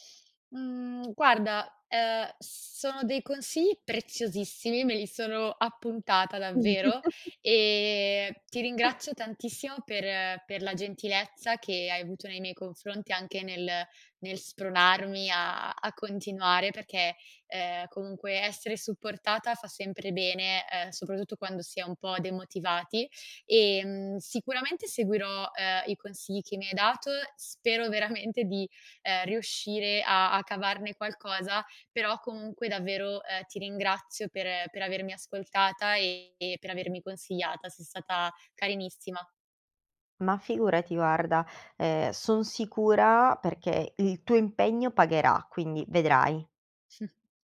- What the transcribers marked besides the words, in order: chuckle; other noise; chuckle
- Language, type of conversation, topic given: Italian, advice, Come posso superare il blocco creativo e la paura di pubblicare o mostrare il mio lavoro?